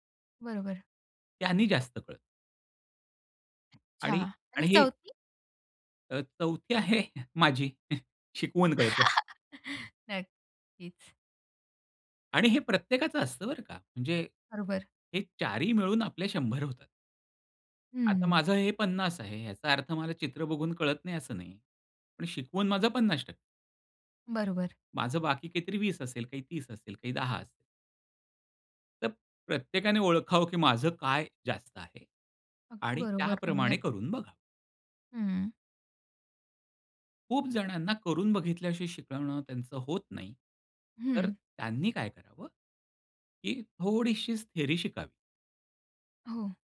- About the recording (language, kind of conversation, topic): Marathi, podcast, स्वतःच्या जोरावर एखादी नवीन गोष्ट शिकायला तुम्ही सुरुवात कशी करता?
- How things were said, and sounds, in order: other background noise; chuckle; tapping